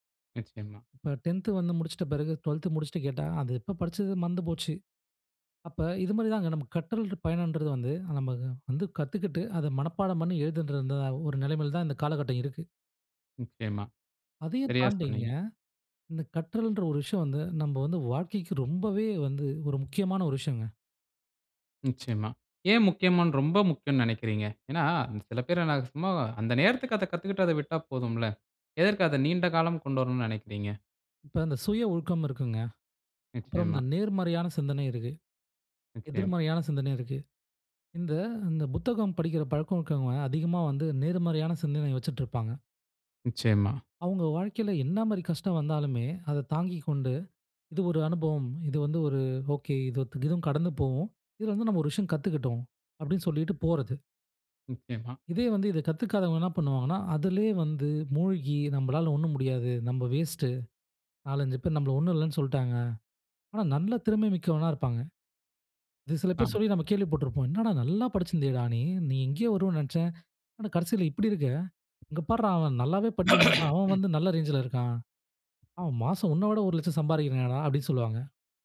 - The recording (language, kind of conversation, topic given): Tamil, podcast, கற்றதை நீண்டகாலம் நினைவில் வைத்திருக்க நீங்கள் என்ன செய்கிறீர்கள்?
- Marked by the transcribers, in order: "இருக்குறவங்க" said as "இருக்கவங்க"; other noise; throat clearing; other background noise